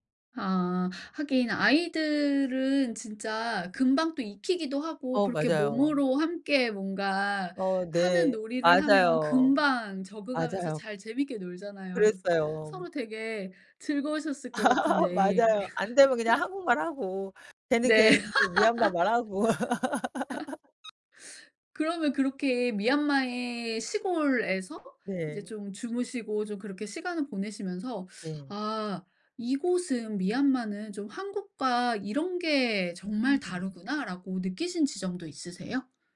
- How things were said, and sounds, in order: other background noise; laugh; laugh; tapping; laugh
- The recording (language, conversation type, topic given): Korean, podcast, 여행 중에 현지인 집에 초대받은 적이 있으신가요?